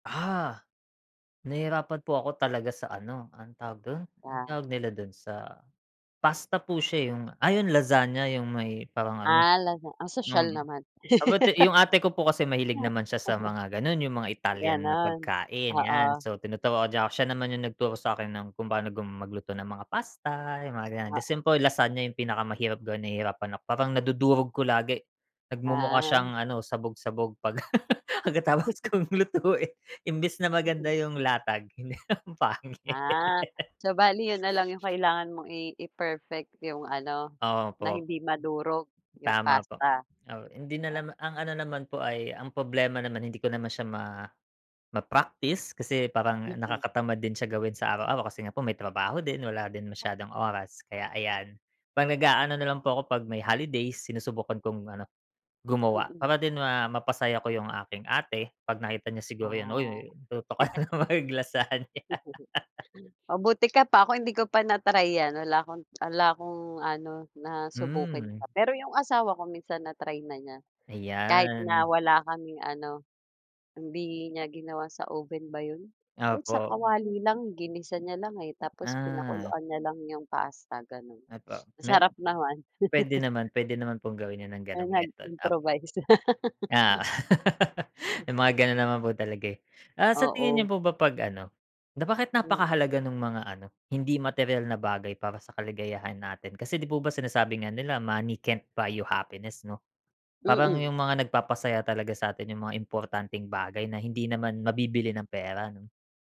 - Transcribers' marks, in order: in Italian: "lasagna"; laugh; in English: "The simple"; in Italian: "lasagna"; laugh; laughing while speaking: "pagkatapos kong lutuin"; laughing while speaking: "hindi, ang pangit"; laugh; in English: "i-perfect"; other background noise; laugh; laughing while speaking: "nagluto ka na naman ng lasagna"; laugh; gasp; laugh; "nasubukan" said as "nasubukin"; laugh; in English: "method"; in English: "nag-improvise"; laugh; in English: "money can't buy you happiness"
- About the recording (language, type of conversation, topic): Filipino, unstructured, Ano ang mga bagay na nagpapasaya sa’yo kahit hindi materyal?